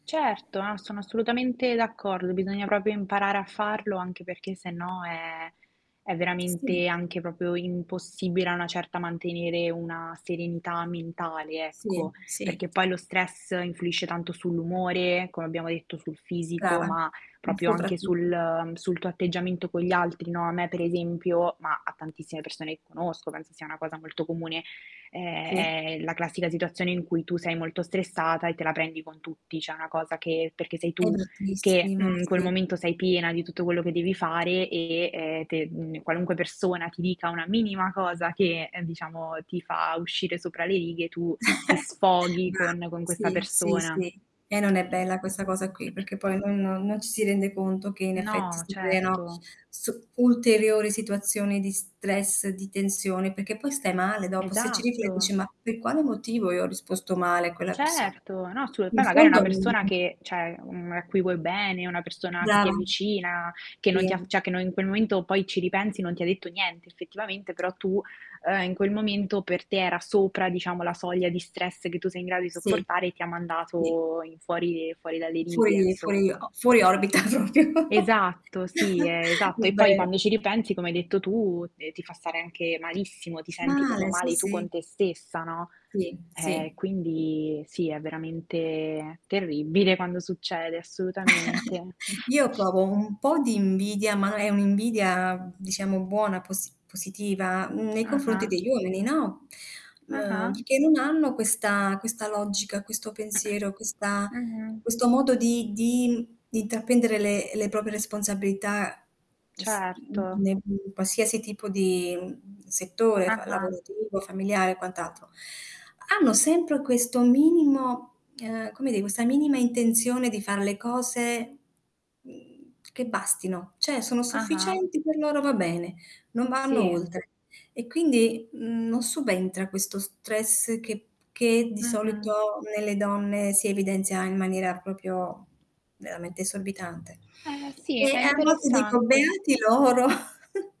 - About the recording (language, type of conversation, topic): Italian, unstructured, Come si può imparare a gestire meglio lo stress?
- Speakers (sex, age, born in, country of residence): female, 18-19, Italy, Italy; female, 55-59, Italy, Italy
- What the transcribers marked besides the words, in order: static; "proprio" said as "propio"; "proprio" said as "propio"; distorted speech; "Cioè" said as "ceh"; chuckle; throat clearing; "cioè" said as "ceh"; laughing while speaking: "propio"; "proprio" said as "propio"; chuckle; unintelligible speech; drawn out: "Male"; "proprio" said as "propio"; chuckle; inhale; throat clearing; tapping; "cioè" said as "ceh"; other background noise; "proprio" said as "propio"; chuckle